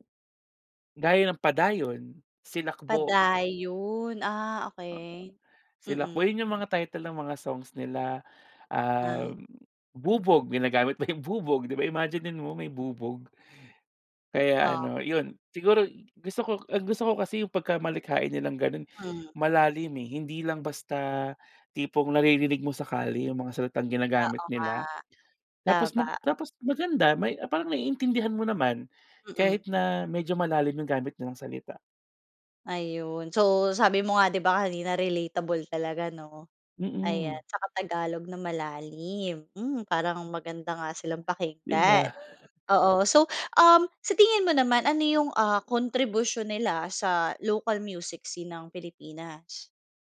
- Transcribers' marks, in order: tapping; fan; laughing while speaking: "'Di ba?"
- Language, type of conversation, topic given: Filipino, podcast, Ano ang paborito mong lokal na mang-aawit o banda sa ngayon, at bakit mo sila gusto?